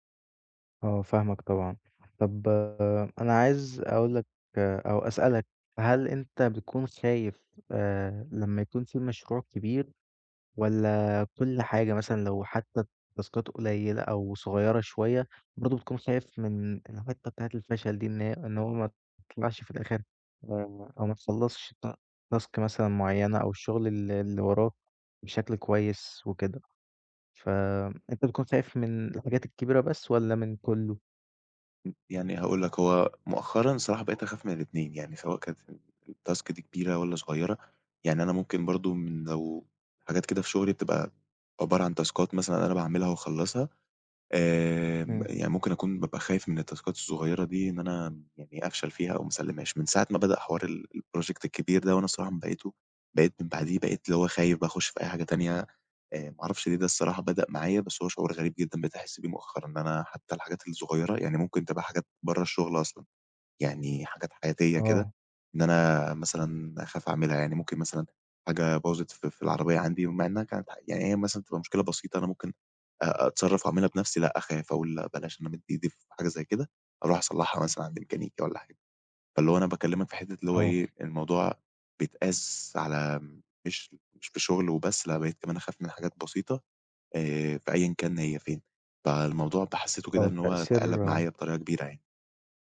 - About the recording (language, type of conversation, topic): Arabic, advice, إزاي الخوف من الفشل بيمنعك تبدأ تحقق أهدافك؟
- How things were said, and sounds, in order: other background noise; in English: "التاسكات"; in English: "الtask"; other noise; in English: "الTask"; in English: "تاسكات"; in English: "التاسكات"; in English: "الproject"